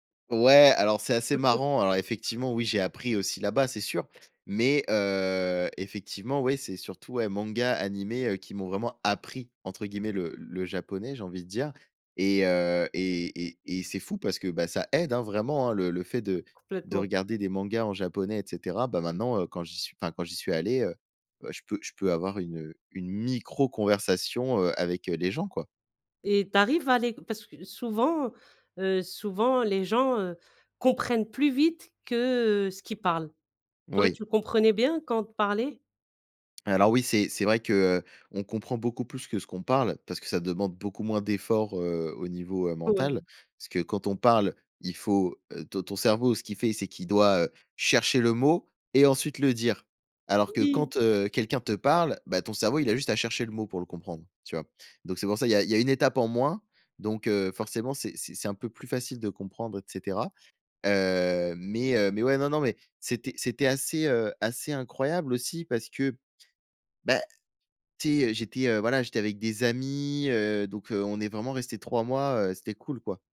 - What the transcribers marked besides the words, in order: chuckle; stressed: "micro"; laughing while speaking: "Ouais"; tapping
- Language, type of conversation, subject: French, podcast, Parle-moi d’un voyage qui t’a vraiment marqué ?